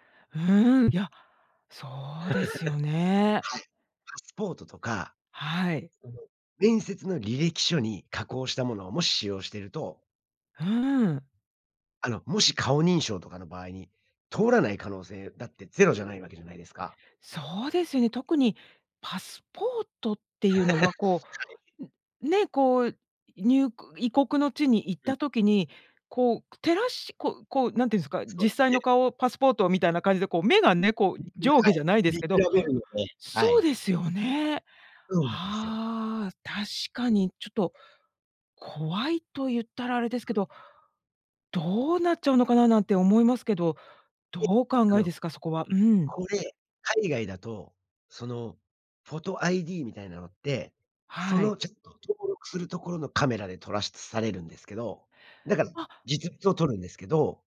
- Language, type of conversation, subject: Japanese, podcast, 写真加工やフィルターは私たちのアイデンティティにどのような影響を与えるのでしょうか？
- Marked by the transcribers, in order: laugh; laugh; tapping